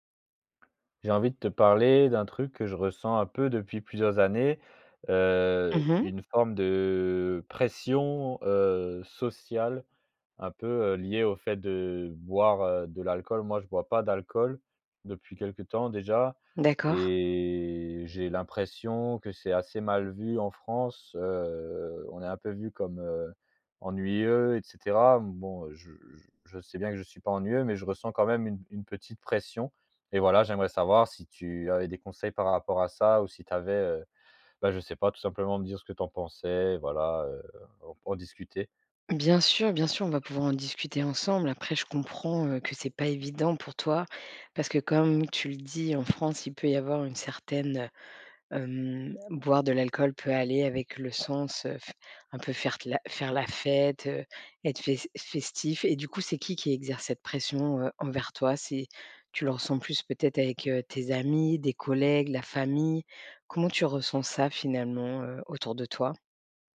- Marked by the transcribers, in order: other background noise; tapping; "faire" said as "fairte"
- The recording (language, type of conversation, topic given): French, advice, Comment gérer la pression à boire ou à faire la fête pour être accepté ?